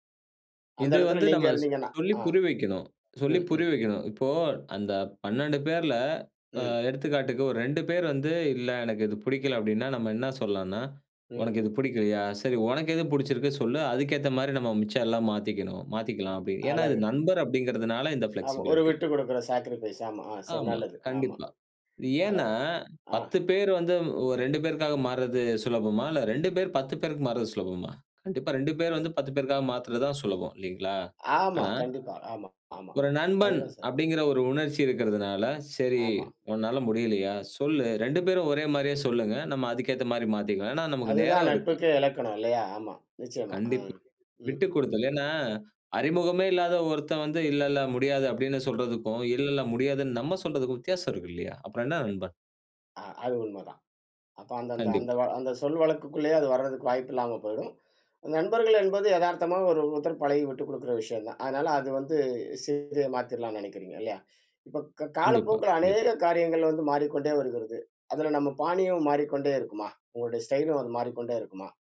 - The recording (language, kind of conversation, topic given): Tamil, podcast, நண்பர்களின் பார்வை உங்கள் பாணியை மாற்றுமா?
- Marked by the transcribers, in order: in English: "ஃப்ளெக்ஸிபிலிட்டி"; in English: "சாக்ரிஃபைஸ்"